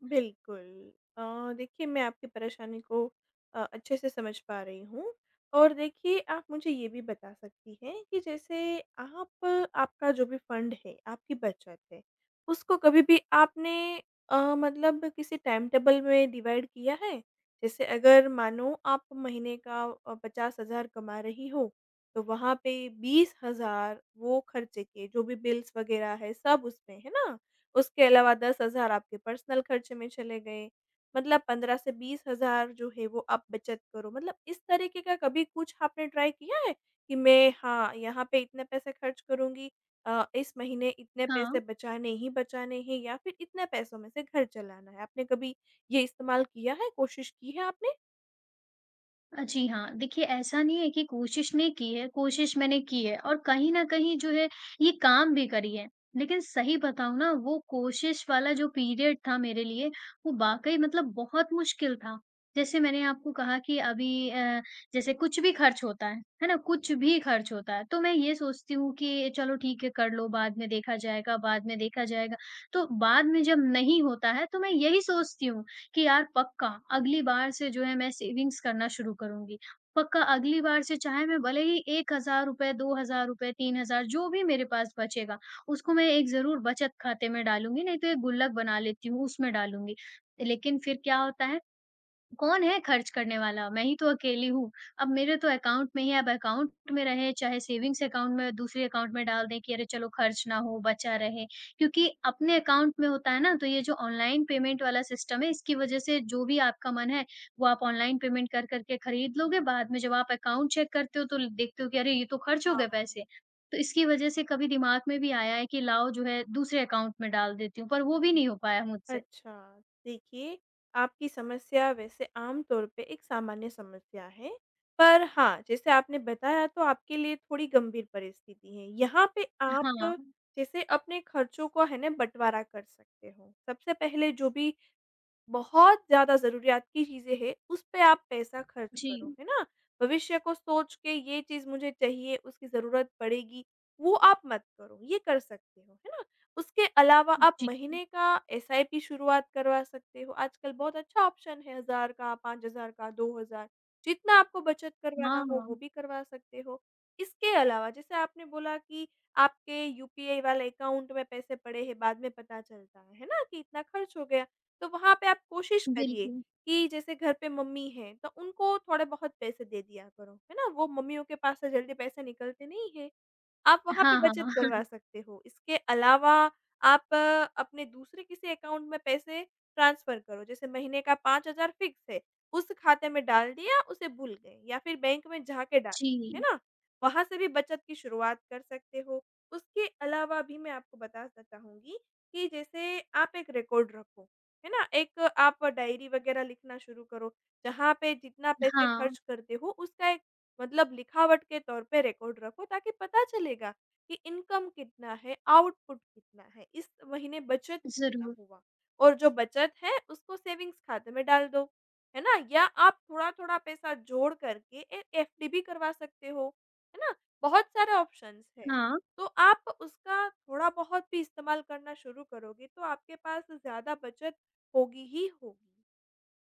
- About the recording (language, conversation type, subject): Hindi, advice, माह के अंत से पहले आपका पैसा क्यों खत्म हो जाता है?
- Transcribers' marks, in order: tapping; in English: "फंड"; in English: "टाइमटेबल"; in English: "डिवाइड"; in English: "बिल्स"; in English: "पर्सनल"; in English: "ट्राई"; other background noise; in English: "पीरियड"; "वाक़ई" said as "बाक़ई"; in English: "सेविंग्स"; in English: "अकाउंट"; in English: "अकाउंट"; in English: "सेविंग्स अकाउंट"; in English: "अकाउंट"; in English: "अकाउंट"; in English: "पेमेंट"; in English: "सिस्टम"; in English: "पेमेंट"; in English: "अकाउंट चेक"; in English: "अकाउंट"; in English: "ऑप्शन"; in English: "अकाउंट"; chuckle; in English: "अकाउंट"; in English: "ट्रांसफर"; in English: "फिक्स"; in English: "रिकॉर्ड"; in English: "डायरी"; in English: "रिकॉर्ड"; in English: "इनकम"; in English: "आउटपुट"; in English: "सेविंग्स"; in English: "ऑप्शन्स"